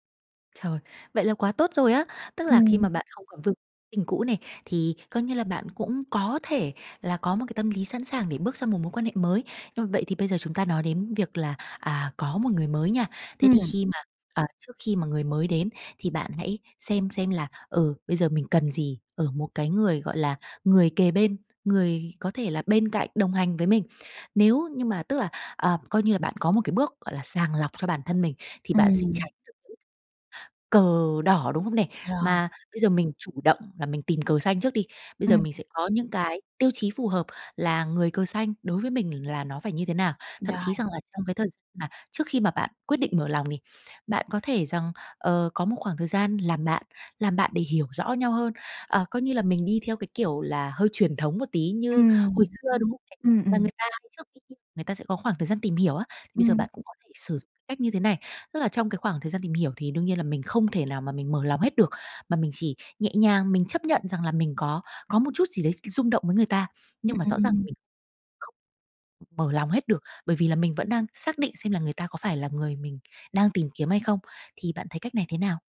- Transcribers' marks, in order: tapping; other background noise
- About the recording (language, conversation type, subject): Vietnamese, advice, Bạn làm thế nào để vượt qua nỗi sợ bị từ chối khi muốn hẹn hò lại sau chia tay?